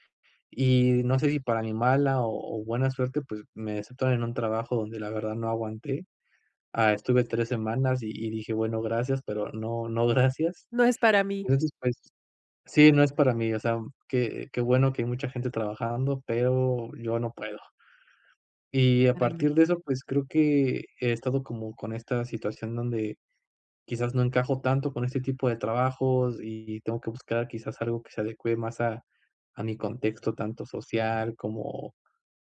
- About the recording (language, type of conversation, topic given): Spanish, advice, ¿Cómo puedo reducir la ansiedad ante la incertidumbre cuando todo está cambiando?
- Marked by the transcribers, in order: none